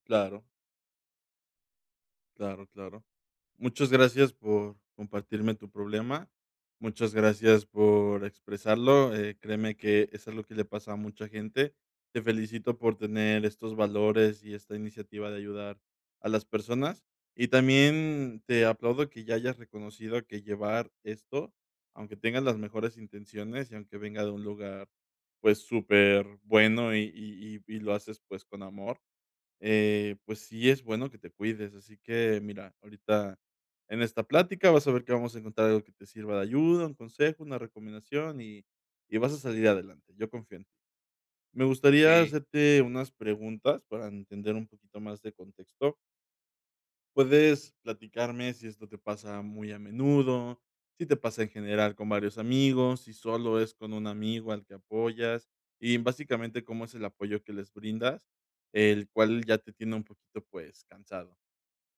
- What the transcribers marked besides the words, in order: none
- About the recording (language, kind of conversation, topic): Spanish, advice, ¿Cómo puedo cuidar mi bienestar mientras apoyo a un amigo?